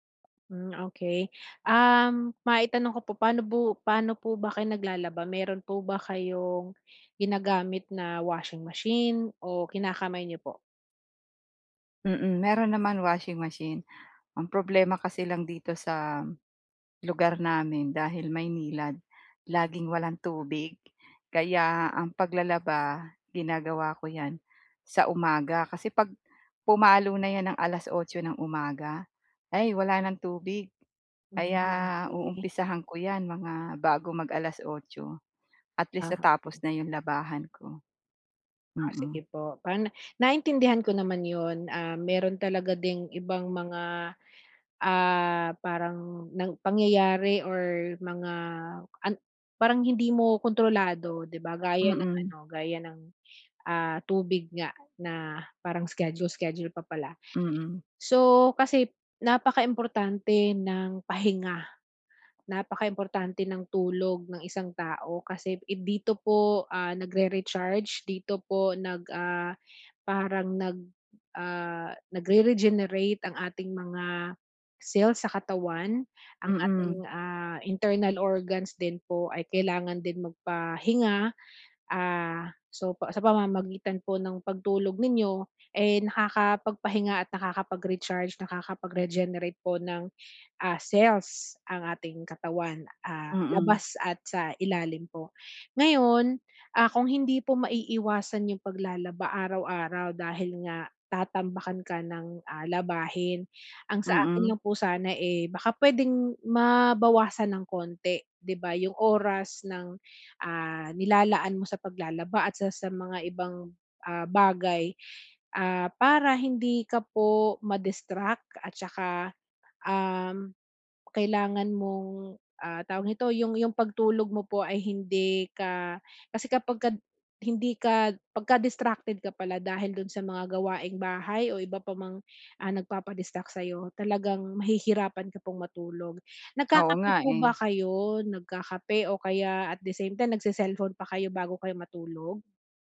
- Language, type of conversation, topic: Filipino, advice, Bakit nahihirapan akong magpahinga at magrelaks kahit nasa bahay lang ako?
- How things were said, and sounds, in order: in English: "nagre-regenerate"; in English: "internal organs"; in English: "nakakapag-regenerate"